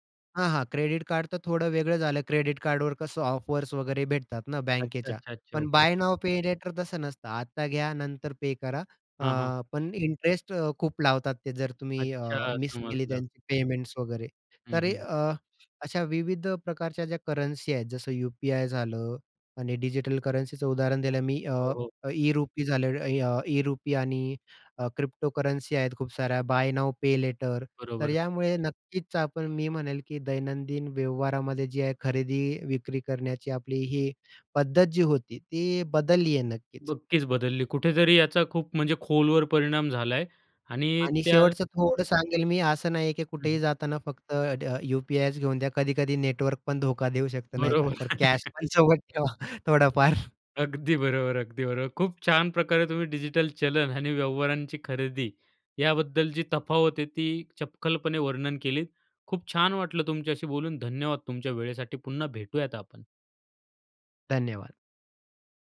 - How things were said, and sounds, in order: in English: "ऑफर्स"; other background noise; "नक्कीच" said as "बक्कीच"; laugh; laughing while speaking: "कॅशपण सोबत"; laughing while speaking: "अगदी बरोबर, अगदी बरोबर"
- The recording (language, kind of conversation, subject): Marathi, podcast, डिजिटल चलन आणि व्यवहारांनी रोजची खरेदी कशी बदलेल?